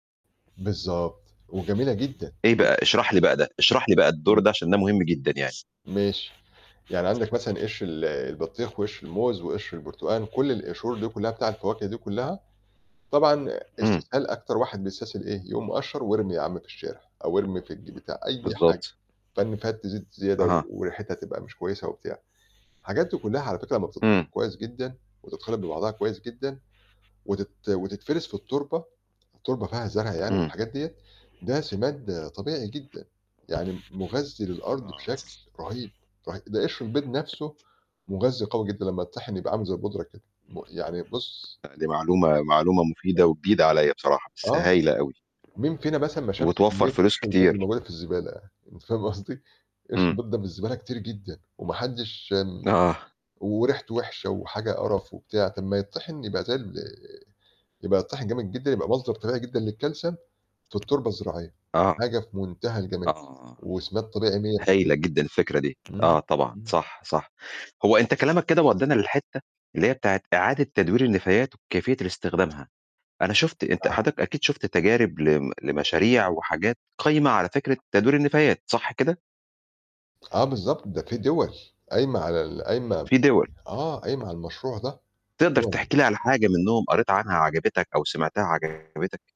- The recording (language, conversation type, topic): Arabic, podcast, إيه عاداتك اليومية اللي بتعملها عشان تقلّل الزبالة؟
- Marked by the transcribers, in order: static; other background noise; unintelligible speech; unintelligible speech; tapping; unintelligible speech; distorted speech